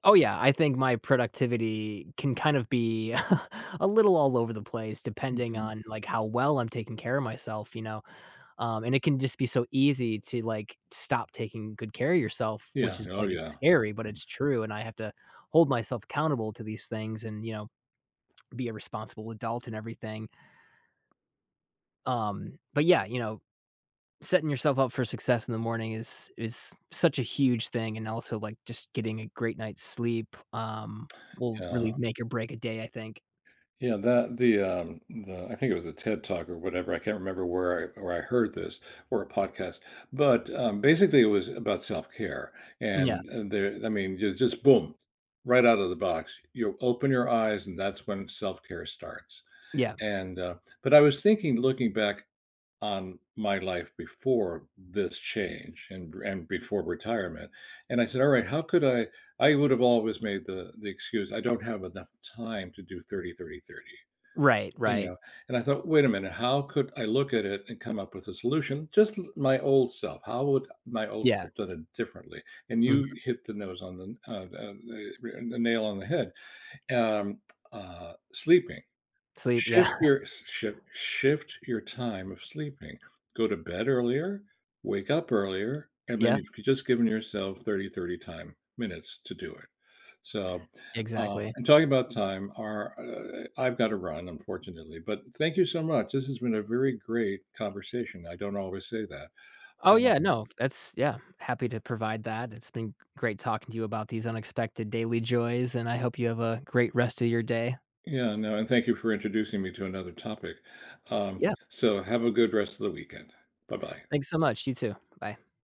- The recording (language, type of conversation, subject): English, unstructured, What did you never expect to enjoy doing every day?
- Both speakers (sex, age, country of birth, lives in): male, 35-39, United States, United States; male, 70-74, Venezuela, United States
- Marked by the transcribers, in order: chuckle; tsk; tapping; other background noise; tsk; laughing while speaking: "yeah"